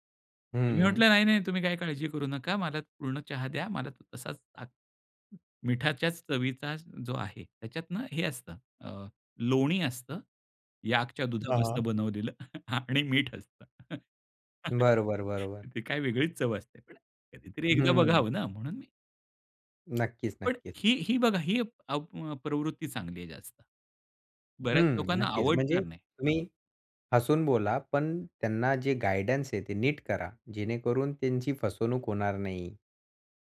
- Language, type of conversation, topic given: Marathi, podcast, खऱ्या आणि बनावट हसण्यातला फरक कसा ओळखता?
- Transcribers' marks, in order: laughing while speaking: "आणि मीठ असतं"; chuckle; other background noise; tapping